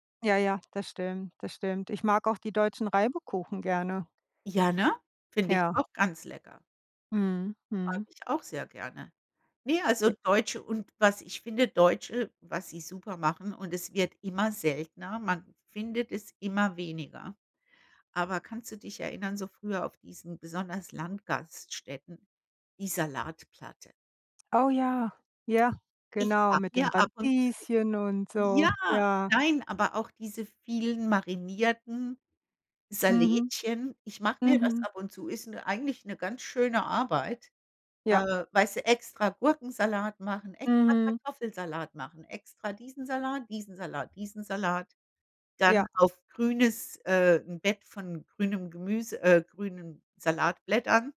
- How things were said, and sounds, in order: surprised: "Au ja!"; stressed: "Radieschen"
- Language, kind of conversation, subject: German, unstructured, Welche Küche magst du am liebsten, und was isst du dort besonders gern?